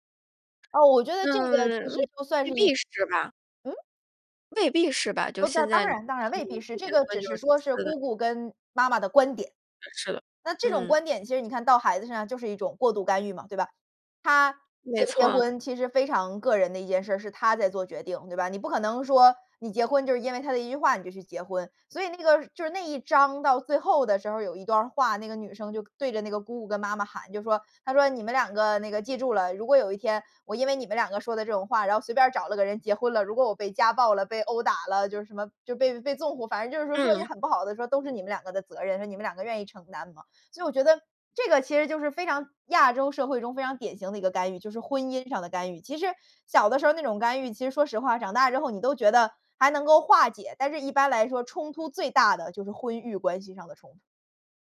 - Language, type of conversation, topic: Chinese, podcast, 你觉得如何区分家庭支持和过度干预？
- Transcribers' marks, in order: other background noise